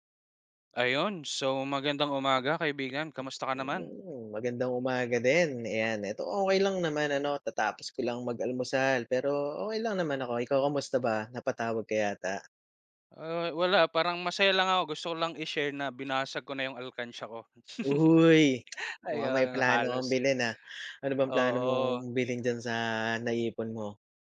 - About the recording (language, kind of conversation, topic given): Filipino, unstructured, Ano ang pakiramdam mo kapag nakakatipid ka ng pera?
- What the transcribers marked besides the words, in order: tapping; tsk; laugh